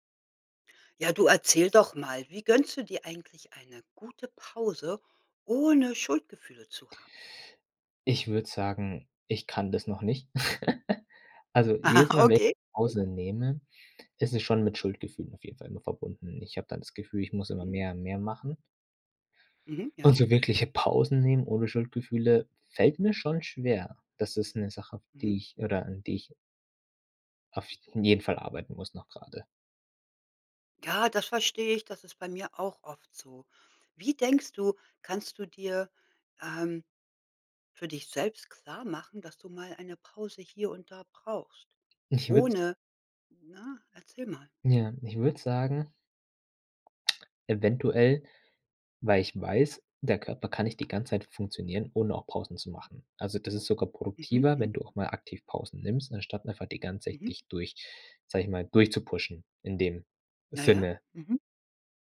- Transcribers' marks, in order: giggle; laughing while speaking: "Ah"
- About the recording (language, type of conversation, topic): German, podcast, Wie gönnst du dir eine Pause ohne Schuldgefühle?